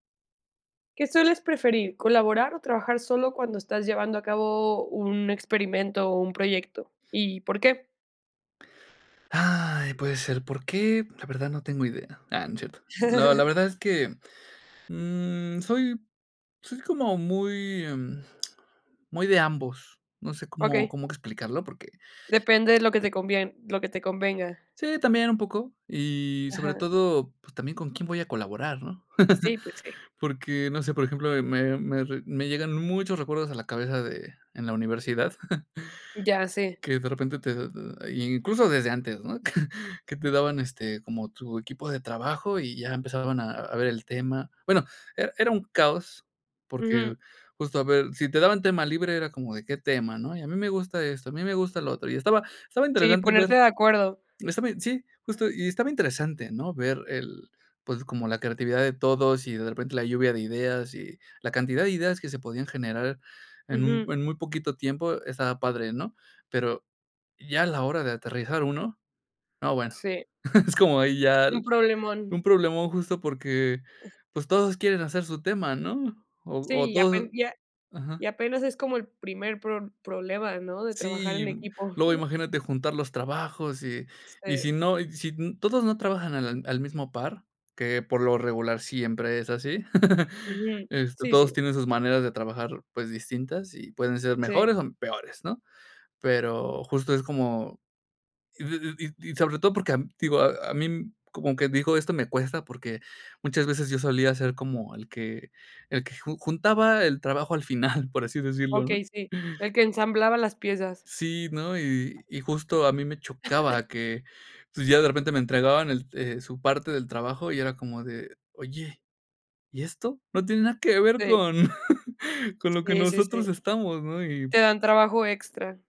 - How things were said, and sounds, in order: chuckle; lip smack; chuckle; chuckle; chuckle; laughing while speaking: "es como ahí ya"; other background noise; chuckle; chuckle; cough; laughing while speaking: "con"
- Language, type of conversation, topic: Spanish, podcast, ¿Prefieres colaborar o trabajar solo cuando haces experimentos?